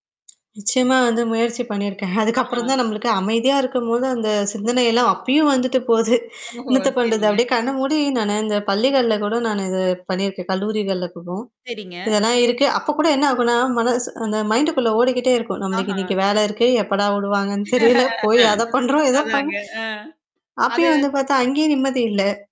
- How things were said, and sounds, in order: other noise; laughing while speaking: "போகுது"; distorted speech; in English: "மைண்டுக்குள்ள"; laughing while speaking: "அதாங்க. ஆ. அது"; laughing while speaking: "போய் அத பண்றோம், ஏதோ பண்ண"
- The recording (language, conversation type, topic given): Tamil, podcast, ஒரே வேலையில் முழுக் கவனம் செலுத்த நீங்கள் என்ன செய்கிறீர்கள்?